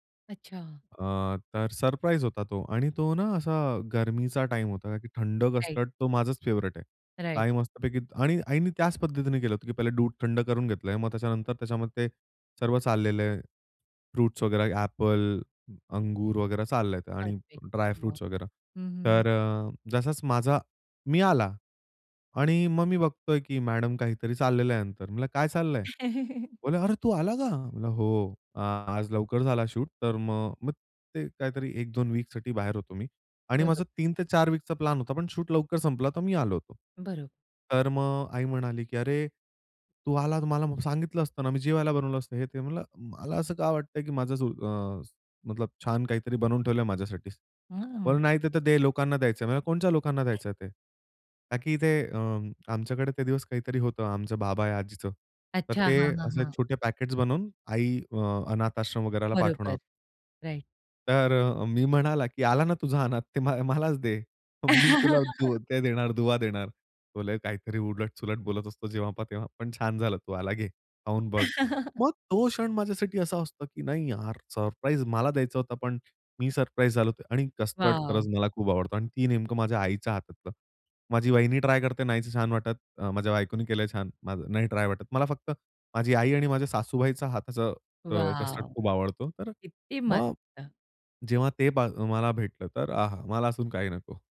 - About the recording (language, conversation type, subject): Marathi, podcast, घराबाहेरून येताना तुम्हाला घरातला उबदारपणा कसा जाणवतो?
- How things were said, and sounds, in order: in English: "राइट"; in English: "फेव्हरेट"; in English: "राइट"; "वगैरे" said as "वगैरा"; "वगैरे" said as "वगैरा"; "वगैरे" said as "वगैरा"; chuckle; other background noise; in English: "राइट"; laughing while speaking: "की आला ना तुझा अनाथ … देणार दुवा देणार"; laugh; laugh